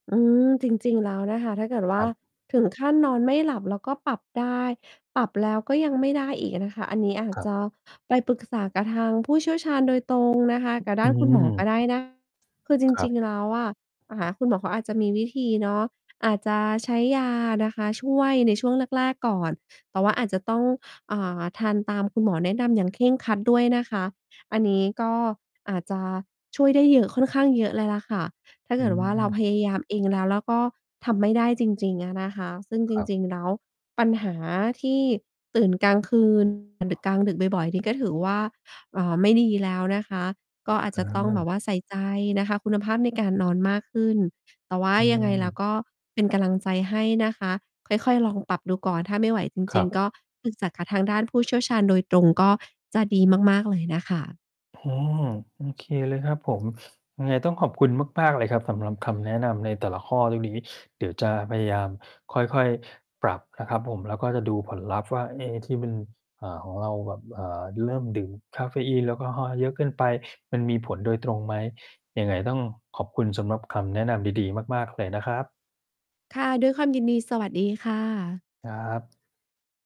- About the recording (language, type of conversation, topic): Thai, advice, คาเฟอีนหรือแอลกอฮอล์ทำให้ตื่นกลางดึกหรือไม่?
- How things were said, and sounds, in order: mechanical hum; distorted speech; tapping; sniff